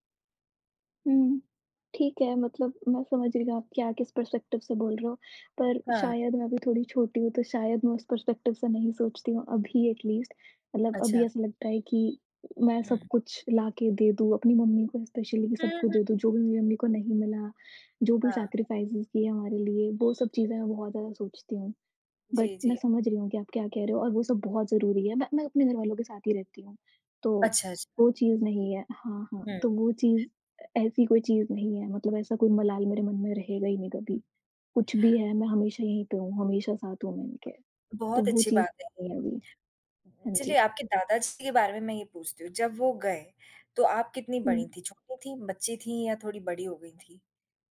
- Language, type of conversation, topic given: Hindi, unstructured, जिस इंसान को आपने खोया है, उसने आपको क्या सिखाया?
- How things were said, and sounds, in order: in English: "पर्सपेक्टिव"; tapping; in English: "पर्सपेक्टिव"; in English: "अटलिस्ट"; alarm; other noise; in English: "स्पेशली"; in English: "सैक्रिफाइज़"; other background noise; in English: "बट"